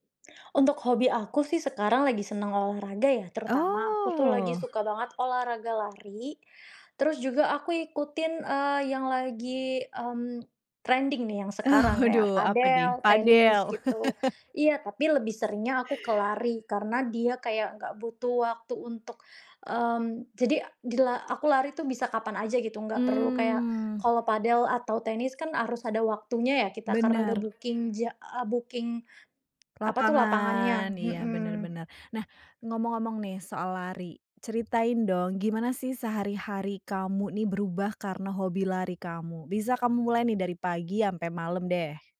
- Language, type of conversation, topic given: Indonesian, podcast, Bagaimana hobimu memengaruhi kehidupan sehari-harimu?
- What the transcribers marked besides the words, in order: drawn out: "Oh"; other background noise; background speech; laugh; tapping; in English: "booking"; in English: "booking"